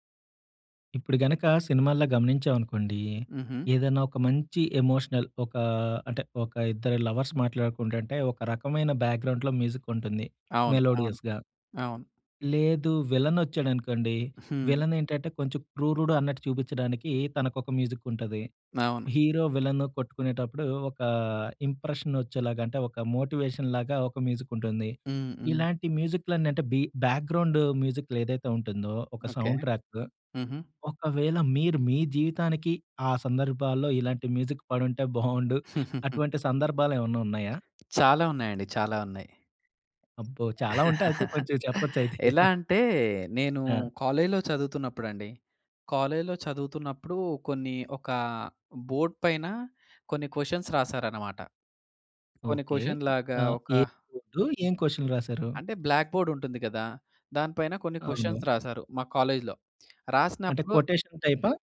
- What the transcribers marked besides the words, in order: in English: "ఎమోషనల్"; in English: "లవర్స్"; in English: "బ్యాక్‍గ్రౌండ్‌లో మ్యూజిక్"; in English: "మెలోడియస్‌గా"; in English: "మ్యూజిక్"; in English: "హీరో"; in English: "ఇంప్రెషన్"; in English: "మోటివేషన్"; in English: "మ్యూజిక్"; in English: "సౌండ్ ట్రాక్"; in English: "మ్యూజిక్"; chuckle; other background noise; giggle; in English: "కాలేజ్‌లో"; chuckle; other noise; in English: "కాలేజ్‌లో"; in English: "బోర్డ్"; in English: "క్వశ్చన్స్"; in English: "క్వశ్చన్"; unintelligible speech; in English: "క్వశ్చన్"; in English: "బ్లాక్ బోర్డ్"; in English: "క్వశ్చన్స్"; in English: "కాలేజ్‌లో"; tapping; in English: "కొటేషన్"
- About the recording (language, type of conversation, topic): Telugu, podcast, నీ జీవితానికి నేపథ్య సంగీతం ఉంటే అది ఎలా ఉండేది?